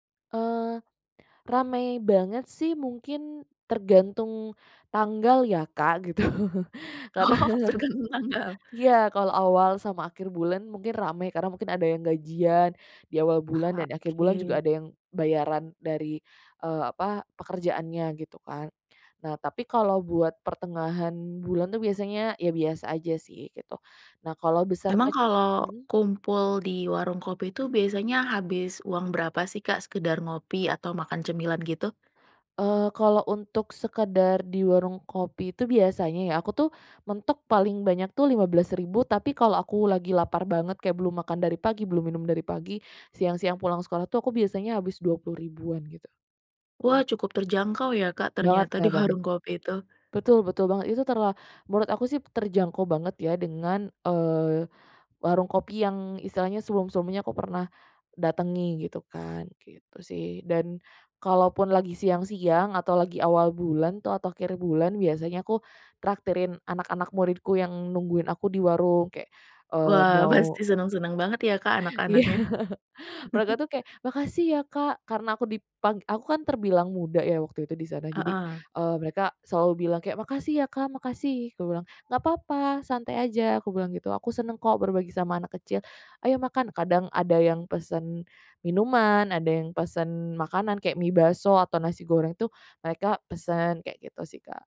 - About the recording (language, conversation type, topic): Indonesian, podcast, Menurutmu, mengapa orang suka berkumpul di warung kopi atau lapak?
- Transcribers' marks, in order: laughing while speaking: "gitu. Karena"; laughing while speaking: "Oh, tergantung tanggal?"; other background noise; "sebelum-sebelumnya" said as "semum-semumnya"; laughing while speaking: "pasti"; laughing while speaking: "Iya"; chuckle